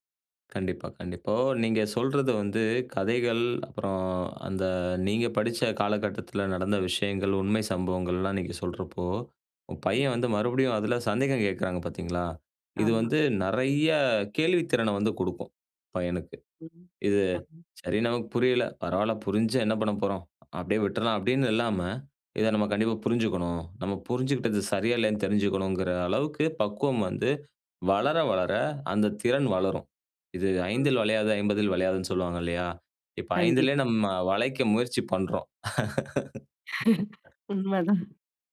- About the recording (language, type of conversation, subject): Tamil, podcast, மிதமான உறக்கம் உங்கள் நாளை எப்படி பாதிக்கிறது என்று நீங்கள் நினைக்கிறீர்களா?
- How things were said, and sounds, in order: other noise; other background noise; unintelligible speech; laugh